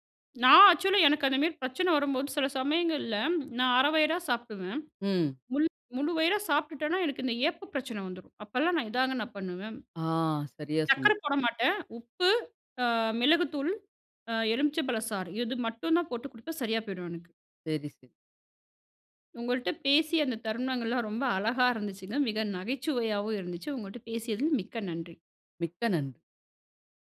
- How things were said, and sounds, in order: in English: "ஆக்சுவல்"; other background noise
- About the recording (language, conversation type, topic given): Tamil, podcast, உணவு சாப்பிடும்போது கவனமாக இருக்க நீங்கள் பின்பற்றும் பழக்கம் என்ன?